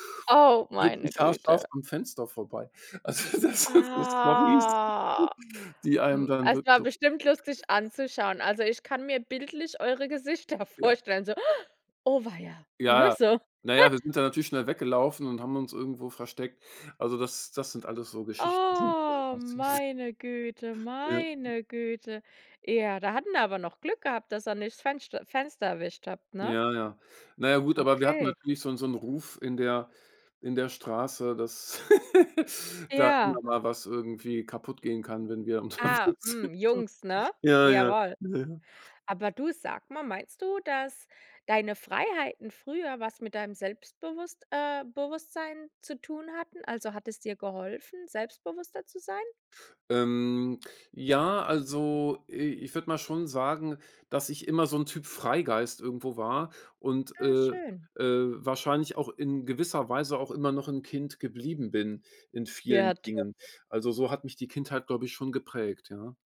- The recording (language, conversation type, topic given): German, podcast, Welche Abenteuer hast du als Kind draußen erlebt?
- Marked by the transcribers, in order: drawn out: "Ah"; laughing while speaking: "Also, das sind so Stories"; chuckle; other background noise; laughing while speaking: "Gesichter vorstellen"; other noise; chuckle; drawn out: "Oh"; laugh; laughing while speaking: "unterwegs sind so"